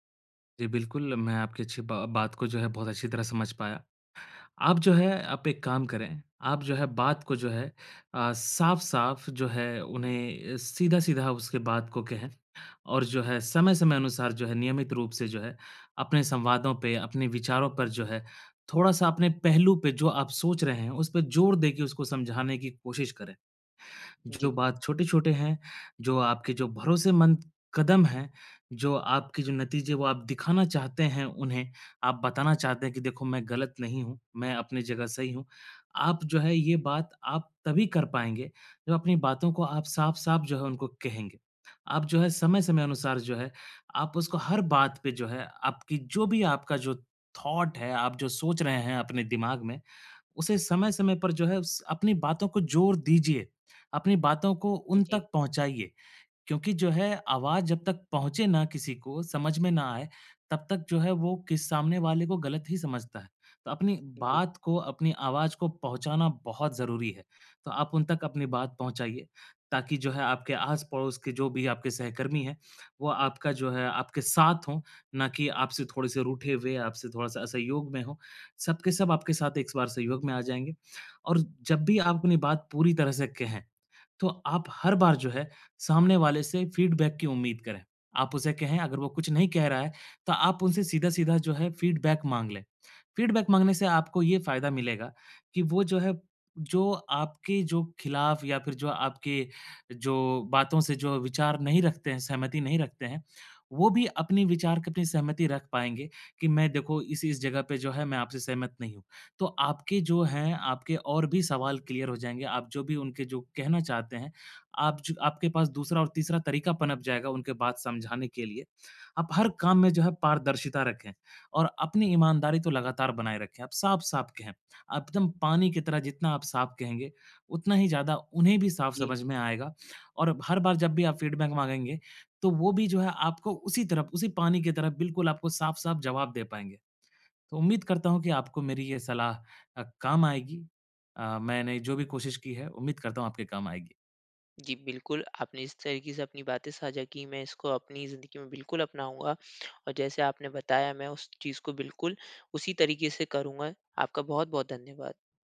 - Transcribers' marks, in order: in English: "थॉट"; in English: "फ़ीडबैक"; in English: "फीडबैक"; in English: "फ़ीडबैक"; in English: "क्लियर"; in English: "फ़ीडबैक"
- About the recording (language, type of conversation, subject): Hindi, advice, सहकर्मियों और निवेशकों का भरोसा और समर्थन कैसे हासिल करूँ?